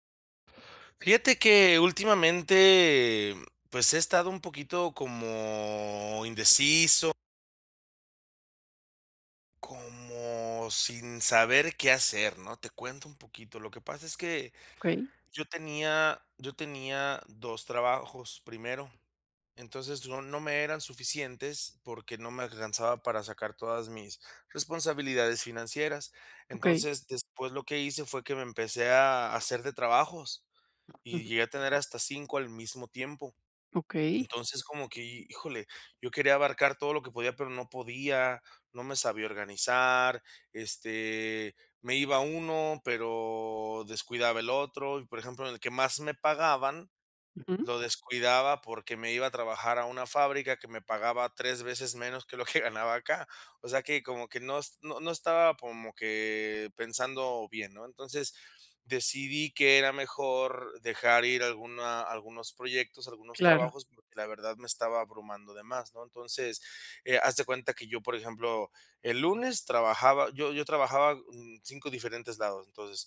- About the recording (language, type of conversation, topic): Spanish, advice, ¿Cómo puedo establecer una rutina y hábitos que me hagan más productivo?
- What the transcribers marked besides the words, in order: other background noise; laughing while speaking: "que ganaba acá"; tapping